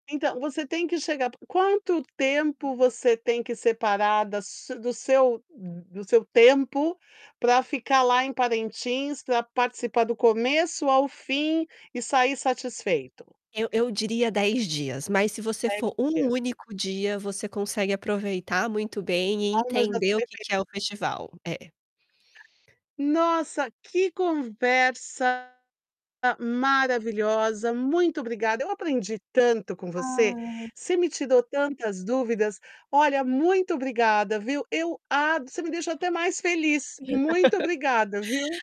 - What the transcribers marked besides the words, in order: unintelligible speech; distorted speech; laugh
- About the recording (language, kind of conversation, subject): Portuguese, podcast, Você pode me contar sobre uma festa cultural que você ama?